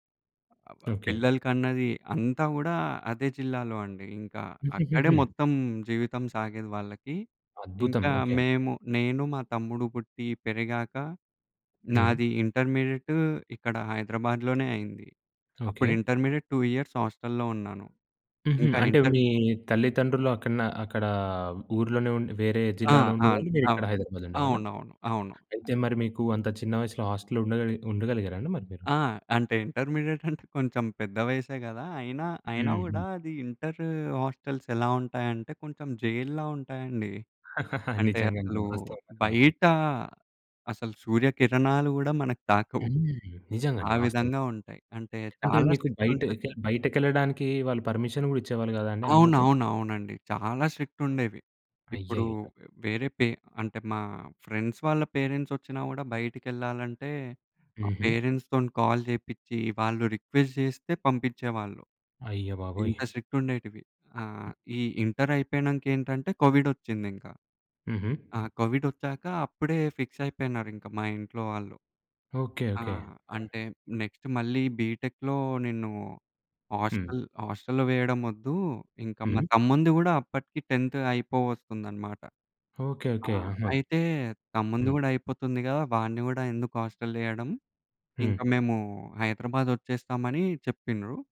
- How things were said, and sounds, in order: tapping; in English: "ఇంటర్మీడియట్"; in English: "ఇంటర్మీడియేట్ టూ ఇయర్స్ హాస్టల్‌లో"; in English: "ఇంటర్"; other noise; in English: "హాస్టల్"; in English: "ఇంటర్మీడియేట్"; in English: "హాస్టెల్స్"; chuckle; in English: "స్ట్రిక్ట్"; other background noise; in English: "పర్మిషన్"; in English: "స్ట్రిక్ట్"; in English: "ఫ్రెండ్స్"; in English: "పేరెంట్స్"; in English: "పేరెంట్స్‌తోని కాల్"; in English: "రిక్వెస్ట్"; in English: "స్ట్రిక్ట్"; in English: "ఇంటర్"; in English: "ఫిక్స్"; in English: "నెక్స్ట్"; in English: "బిటెక్‌లో"; in English: "హాస్టల్ హాస్టల్‌లో"; in English: "టెన్త్"
- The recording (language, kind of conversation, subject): Telugu, podcast, మీ కుటుంబంలో వలస వెళ్లిన లేదా కొత్త ఊరికి మారిన అనుభవాల గురించి వివరంగా చెప్పగలరా?